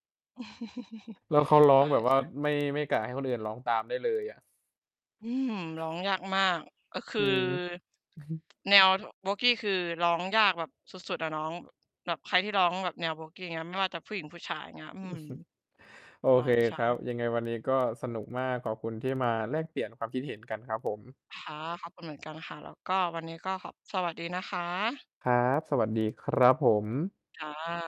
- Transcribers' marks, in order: chuckle; distorted speech; mechanical hum; chuckle; tapping; chuckle
- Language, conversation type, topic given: Thai, unstructured, เคยมีเพลงไหนที่ทำให้คุณนึกถึงวัยเด็กบ้างไหม?